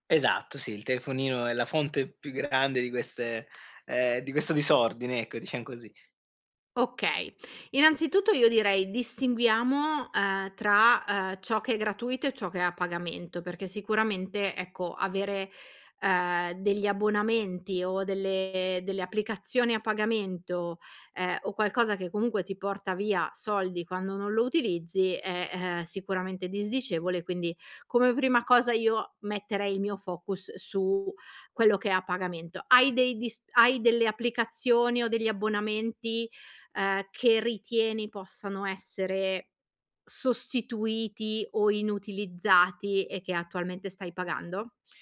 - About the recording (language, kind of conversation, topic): Italian, advice, Come posso liberarmi dall’accumulo di abbonamenti e file inutili e mettere ordine nel disordine digitale?
- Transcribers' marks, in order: none